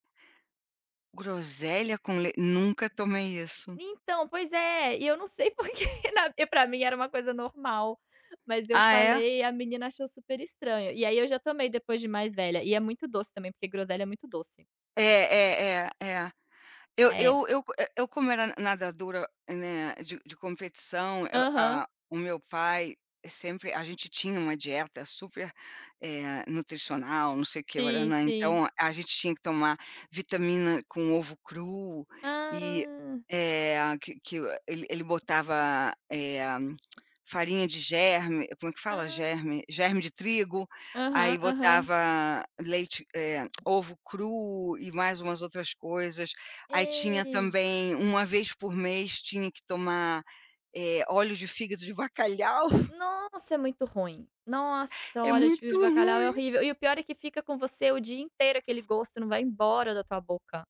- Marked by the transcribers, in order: other background noise; laughing while speaking: "porque na"; tapping; unintelligible speech; drawn out: "Hã"; chuckle
- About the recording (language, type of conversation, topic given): Portuguese, unstructured, Qual prato traz mais lembranças da sua infância?